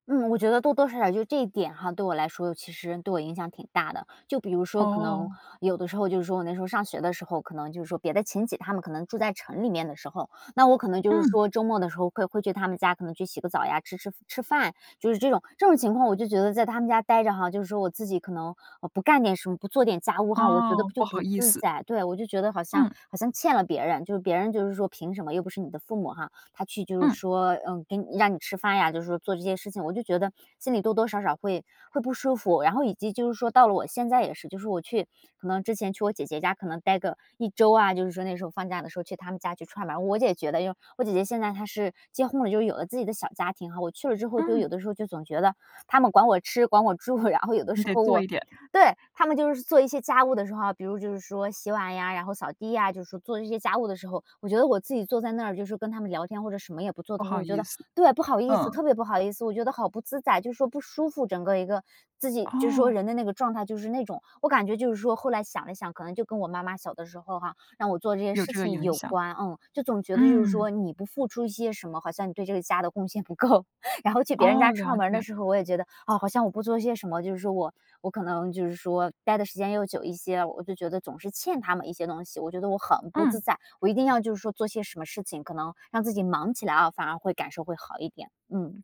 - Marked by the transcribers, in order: chuckle; laughing while speaking: "贡献不够"; other background noise
- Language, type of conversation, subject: Chinese, podcast, 你觉得父母的管教方式对你影响大吗？